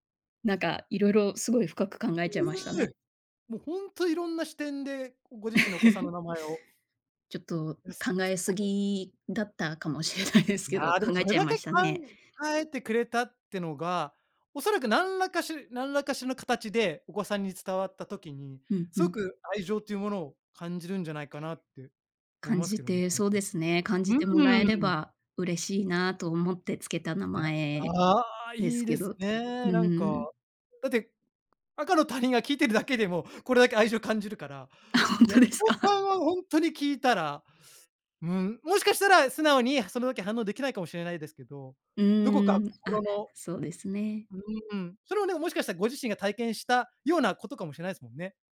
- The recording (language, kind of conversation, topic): Japanese, podcast, 自分の名前に込められた話、ある？
- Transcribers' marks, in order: chuckle; laughing while speaking: "しれない"; other background noise; laughing while speaking: "あ、ほんとですか？"; chuckle